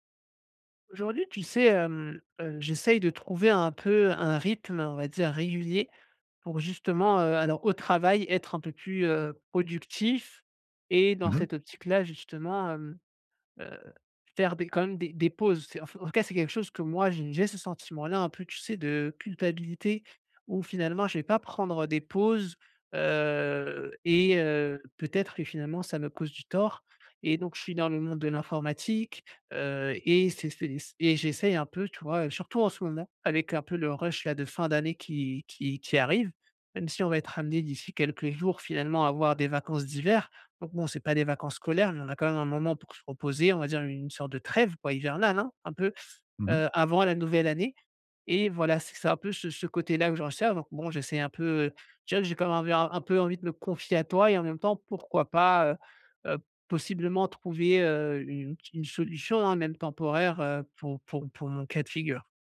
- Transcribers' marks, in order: none
- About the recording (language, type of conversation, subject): French, advice, Comment faire des pauses réparatrices qui boostent ma productivité sur le long terme ?